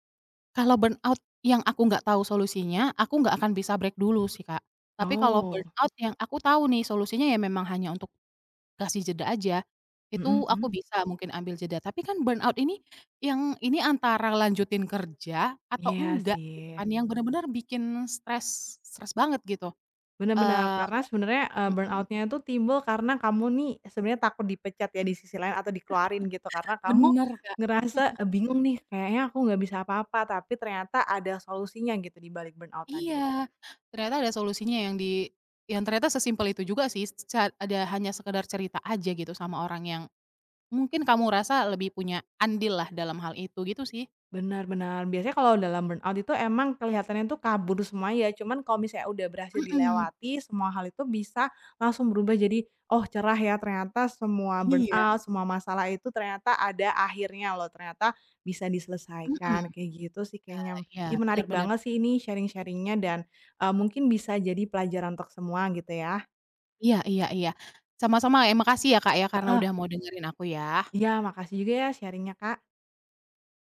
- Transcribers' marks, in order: in English: "burnout"; in English: "break"; in English: "burnout"; in English: "burnout"; other background noise; in English: "burnout-nya"; chuckle; chuckle; in English: "burnout"; in English: "burnout"; in English: "burnout"; in English: "sharing-sharing-nya"; in English: "sharing-nya"
- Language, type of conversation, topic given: Indonesian, podcast, Pernahkah kamu mengalami kelelahan kerja berlebihan, dan bagaimana cara mengatasinya?
- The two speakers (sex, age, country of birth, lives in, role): female, 25-29, Indonesia, Indonesia, host; female, 30-34, Indonesia, Indonesia, guest